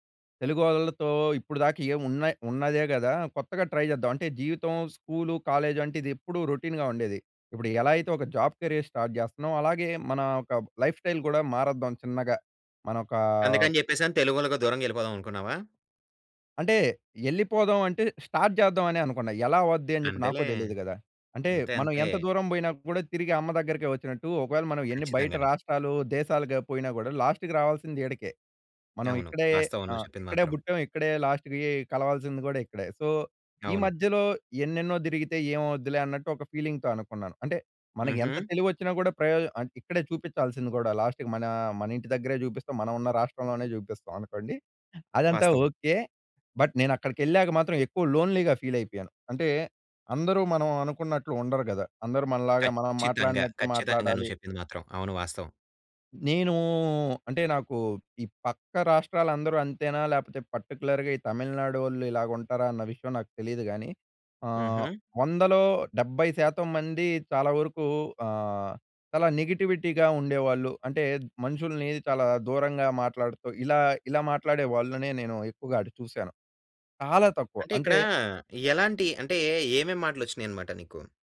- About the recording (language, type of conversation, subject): Telugu, podcast, మీ ఫోన్ వల్ల మీ సంబంధాలు ఎలా మారాయి?
- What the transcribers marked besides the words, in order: in English: "ట్రై"; in English: "కాలేజ్"; in English: "రొటీన్‌గా"; in English: "జాబ్ కెరియర్ స్టార్ట్"; in English: "లైఫ్ స్టైల్"; in English: "స్టార్ట్"; in English: "లాస్ట్‌కి"; in English: "లాస్ట్‌కి"; in English: "సో"; in English: "ఫీలింగ్‌తో"; in English: "లాస్ట్‌కి"; in English: "బట్"; in English: "లోన్లీ‌గా"; tapping; drawn out: "నేను"; in English: "పర్టిక్యులర్‌గా"; in English: "నెగటివిటీగా"